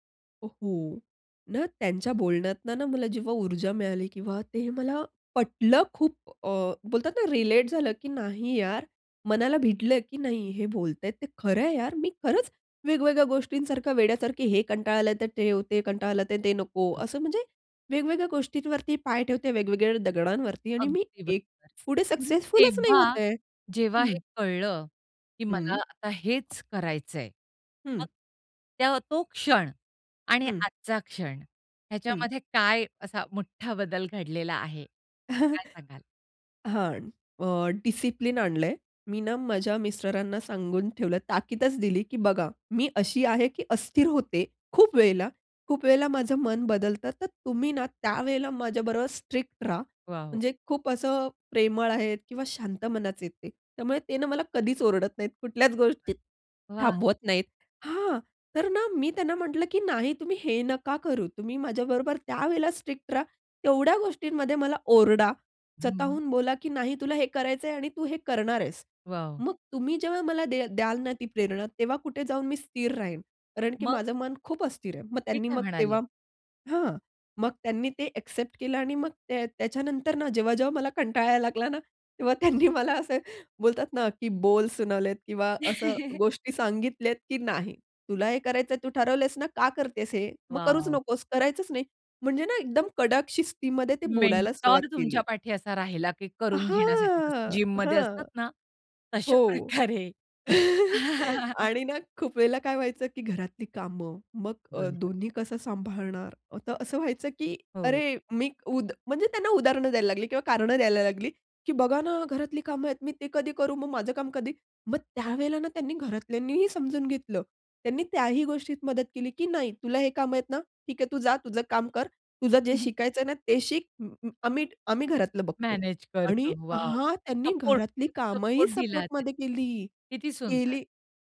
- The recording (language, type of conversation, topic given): Marathi, podcast, शिकत असताना तुम्ही प्रेरणा कशी टिकवून ठेवता?
- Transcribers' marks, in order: stressed: "पटलं"; unintelligible speech; chuckle; in English: "डिसिप्लिन"; tapping; in English: "ॲक्सेप्ट"; laughing while speaking: "यायला लागला ना, तेव्हा त्यांनी मला असे बोलतात ना की बोल सुनावलेत"; chuckle; angry: "तुला हे करायचंय तू ठरवलेस … नकोस करायचंच नाही"; in English: "मेंटॉर"; drawn out: "हां"; chuckle; laughing while speaking: "तशा प्रकारे"; chuckle; other background noise; put-on voice: "बघा ना, घरातली कामं आहेत … माझं काम कधी?"; chuckle; surprised: "कामंही सपोर्टमध्ये केली केली"